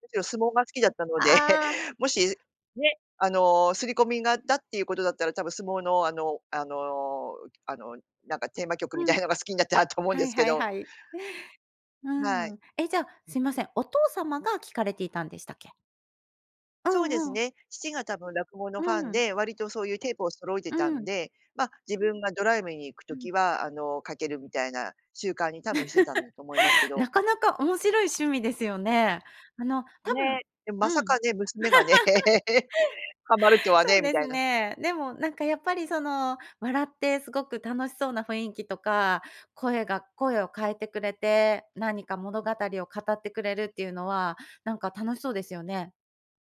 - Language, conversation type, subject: Japanese, podcast, 初めて心を動かされた曲は何ですか？
- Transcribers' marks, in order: laugh; laughing while speaking: "好きになったと思うんですけど"; laugh; other noise; laugh